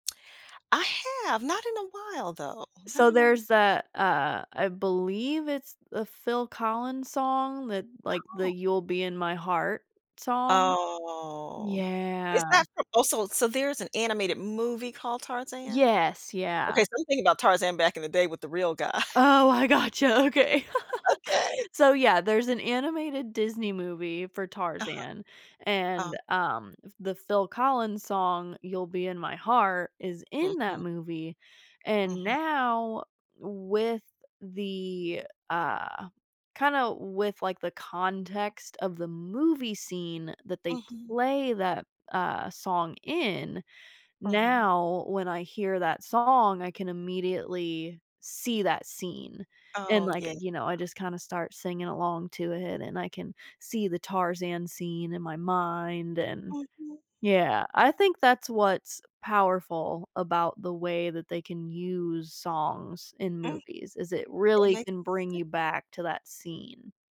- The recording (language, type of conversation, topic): English, unstructured, How can I stop a song from bringing back movie memories?
- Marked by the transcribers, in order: drawn out: "Oh"; tapping; laughing while speaking: "gotcha. Okay"; laughing while speaking: "guy. Okay"; laugh; other background noise